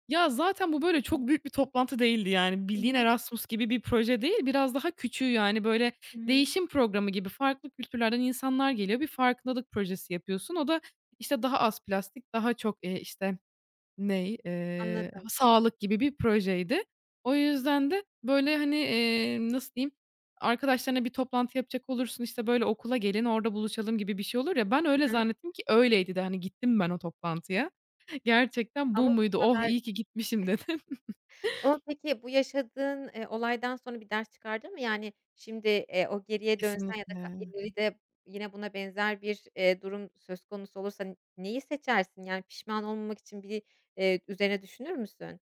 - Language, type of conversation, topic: Turkish, podcast, Birine gerçeği söylemek için ne kadar beklemelisin?
- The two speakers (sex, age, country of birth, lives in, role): female, 20-24, Turkey, Germany, guest; female, 30-34, Turkey, Germany, host
- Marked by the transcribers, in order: chuckle; tapping